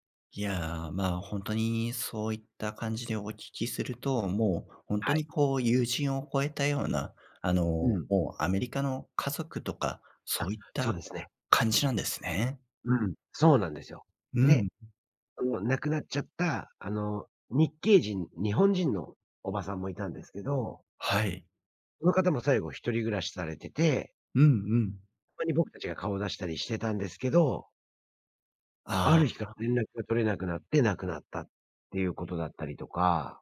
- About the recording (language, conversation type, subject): Japanese, advice, 引っ越してきた地域で友人がいないのですが、どうやって友達を作ればいいですか？
- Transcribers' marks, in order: none